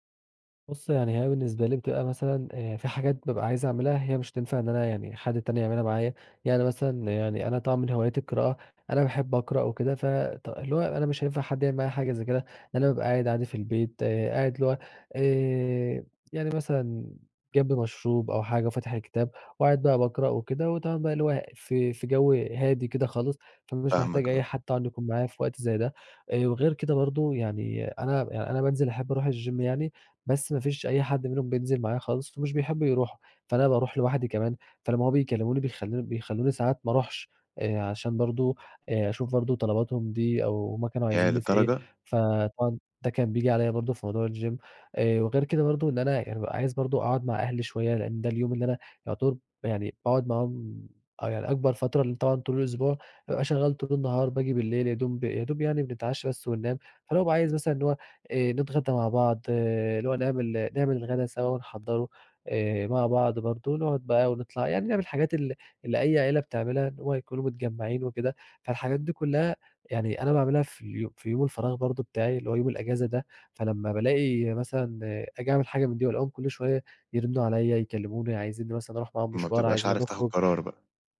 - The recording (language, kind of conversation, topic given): Arabic, advice, إزاي أوازن بين وقت فراغي وطلبات أصحابي من غير توتر؟
- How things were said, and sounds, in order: in English: "الgym"; in English: "الgym"